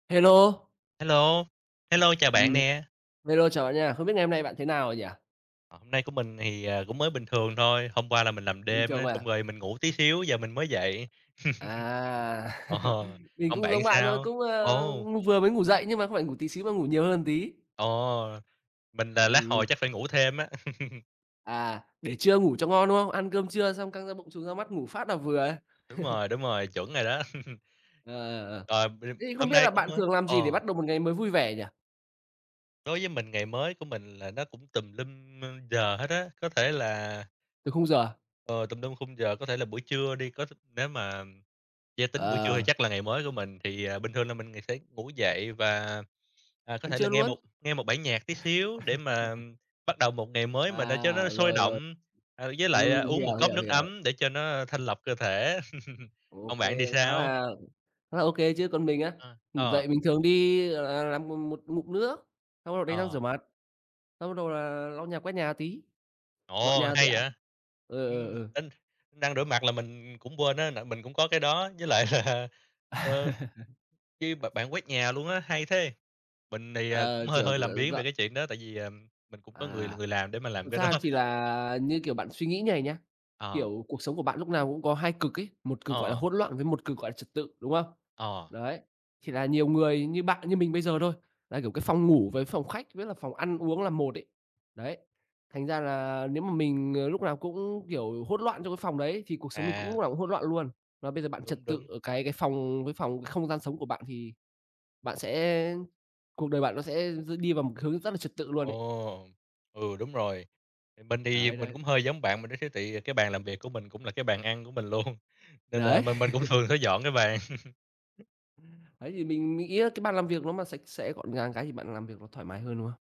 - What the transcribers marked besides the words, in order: chuckle; laughing while speaking: "Ồ"; "một" said as "ừn"; laugh; chuckle; other background noise; tapping; chuckle; chuckle; laughing while speaking: "là, ờ"; laughing while speaking: "À"; chuckle; laughing while speaking: "đó"; laughing while speaking: "luôn"; chuckle; laughing while speaking: "thường"; chuckle
- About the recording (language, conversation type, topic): Vietnamese, unstructured, Bạn thường làm gì để bắt đầu một ngày mới vui vẻ?